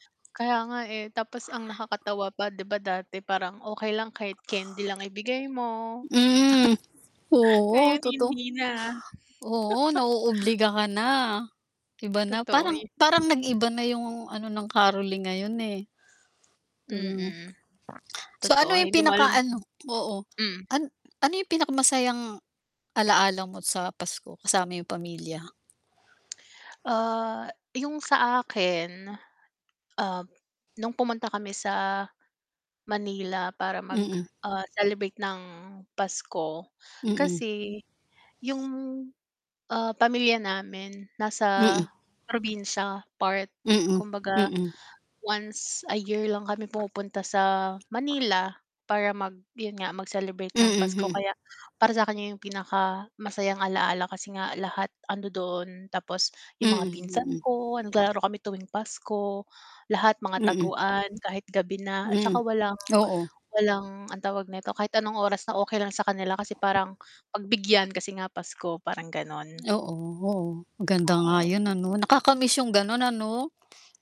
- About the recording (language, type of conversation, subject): Filipino, unstructured, Paano mo ipinagdiriwang ang Pasko kasama ang pamilya mo?
- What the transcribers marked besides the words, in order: static; background speech; distorted speech; laugh; other background noise; chuckle; tapping